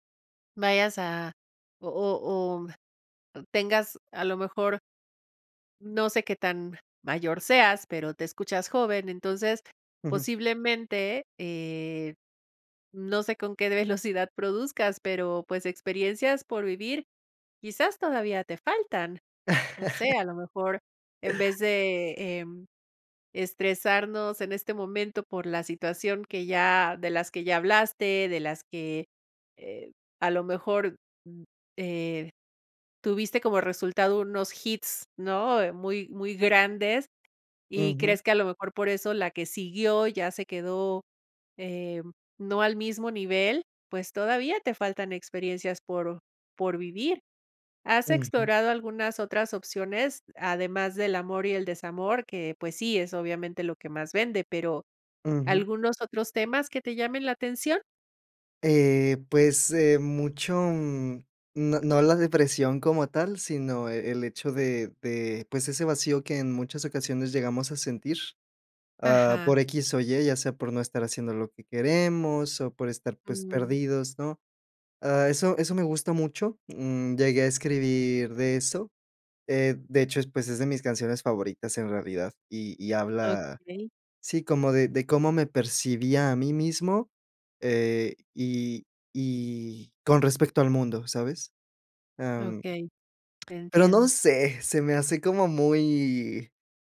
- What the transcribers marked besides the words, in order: laughing while speaking: "velocidad"; chuckle; tapping
- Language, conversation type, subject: Spanish, advice, ¿Cómo puedo medir mi mejora creativa y establecer metas claras?